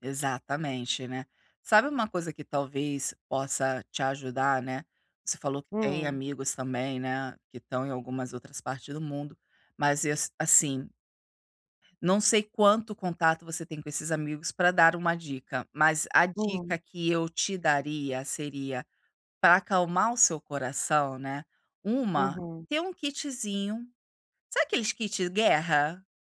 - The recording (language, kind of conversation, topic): Portuguese, advice, Como posso lidar com a incerteza e a ansiedade quando tudo parece fora de controle?
- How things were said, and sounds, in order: other background noise